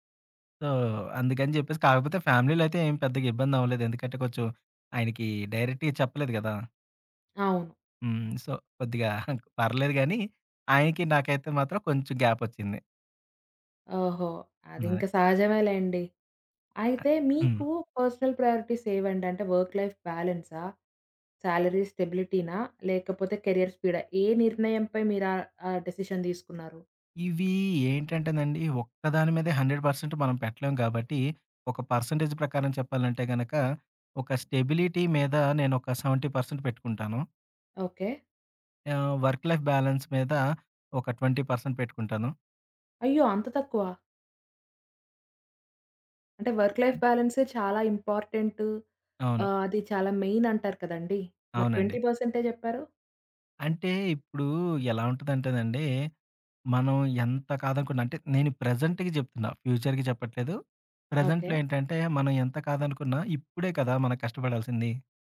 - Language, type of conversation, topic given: Telugu, podcast, రెండు ఆఫర్లలో ఒకదాన్నే ఎంపిక చేయాల్సి వస్తే ఎలా నిర్ణయం తీసుకుంటారు?
- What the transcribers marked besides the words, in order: in English: "సో"; in English: "ఫ్యామిలీలో"; in English: "డైరెక్ట్‌గా"; in English: "సో"; chuckle; in English: "పర్సనల్ ప్రయారిటీస్"; in English: "వర్క్ లైఫ్"; in English: "సాలరీ స్టెబిలిటీనా ?"; in English: "కెరియర్"; in English: "డెసిషన్"; in English: "హండ్రెడ్ పర్సెంట్"; in English: "పర్సెంటేజ్"; in English: "స్టెబిలిటీ"; in English: "సెవెంటీ పర్సెంట్"; in English: "వర్క్ లైఫ్ బ్యాలన్స్"; in English: "ట్వెంటీ పర్సెంట్"; in English: "వర్క్ లైఫ్"; in English: "మెయిన్"; in English: "ట్వెంటీ"; in English: "ప్రెజెంట్‌కి"; in English: "ఫ్యూచర్‌కి"; in English: "ప్రెజెంట్‌లో"